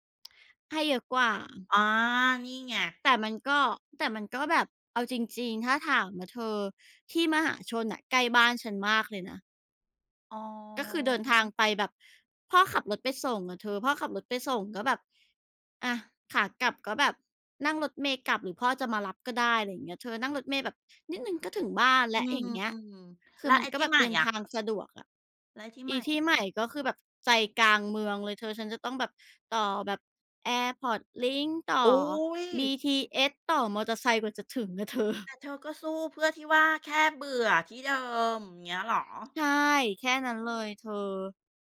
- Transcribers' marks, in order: tapping; other background noise; laughing while speaking: "เธอ"
- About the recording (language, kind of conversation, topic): Thai, unstructured, ความล้มเหลวครั้งใหญ่สอนอะไรคุณบ้าง?